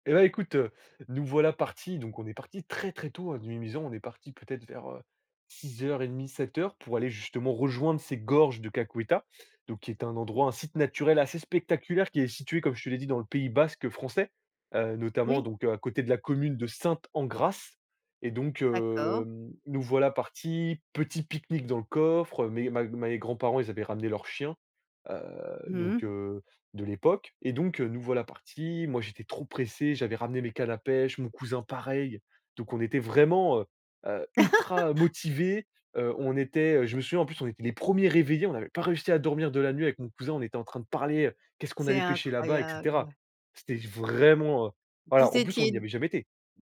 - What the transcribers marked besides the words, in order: stressed: "Sainte-Engrâce"; drawn out: "hem"; laugh; stressed: "vraiment"; tapping
- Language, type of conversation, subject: French, podcast, Quel est ton meilleur souvenir d’aventure en plein air ?